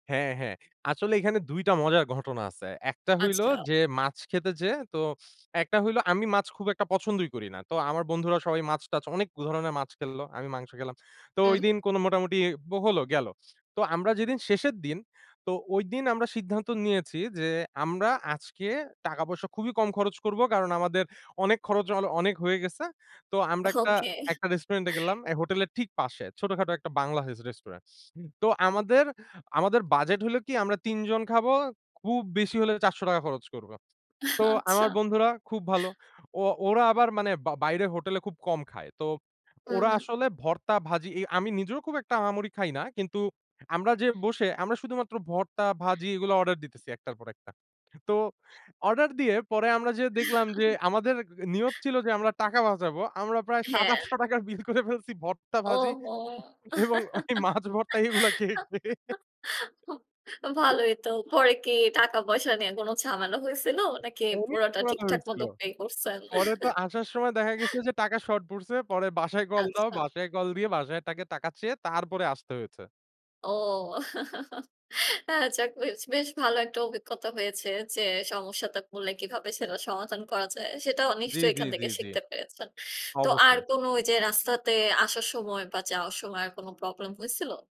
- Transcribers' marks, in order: laughing while speaking: "ওকে"; other background noise; laughing while speaking: "আচ্ছা"; chuckle; giggle; hiccup; unintelligible speech; in English: "pay"; chuckle; laugh
- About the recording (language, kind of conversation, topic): Bengali, podcast, ভ্রমণের সময় আপনার সবচেয়ে স্মরণীয় খাবার খাওয়ার অভিজ্ঞতা কী ছিল?
- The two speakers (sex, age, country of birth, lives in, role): female, 55-59, Bangladesh, Bangladesh, host; male, 25-29, Bangladesh, Bangladesh, guest